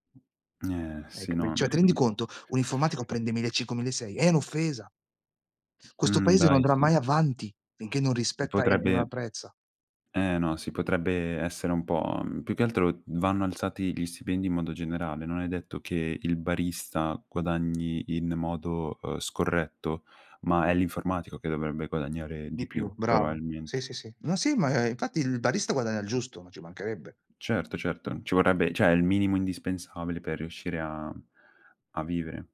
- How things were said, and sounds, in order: other background noise; "cioè" said as "ceh"; tapping; "cioè" said as "ceh"
- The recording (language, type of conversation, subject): Italian, unstructured, Quali sogni speri di realizzare nel prossimo futuro?